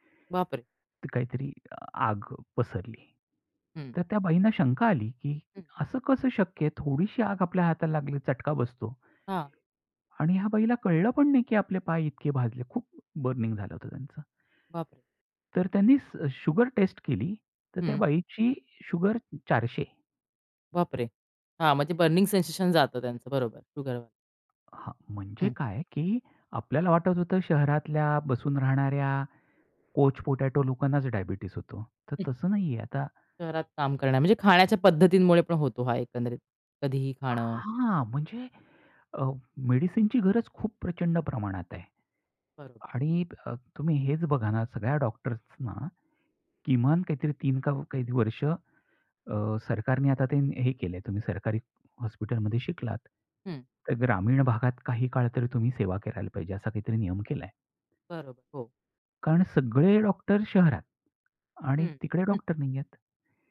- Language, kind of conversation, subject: Marathi, podcast, आरोग्य क्षेत्रात तंत्रज्ञानामुळे कोणते बदल घडू शकतात, असे तुम्हाला वाटते का?
- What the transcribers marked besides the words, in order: in English: "बर्निंग"; in English: "बर्निंग सेन्सेशन"; tapping; other background noise; in English: "कोच पोटाटो"; scoff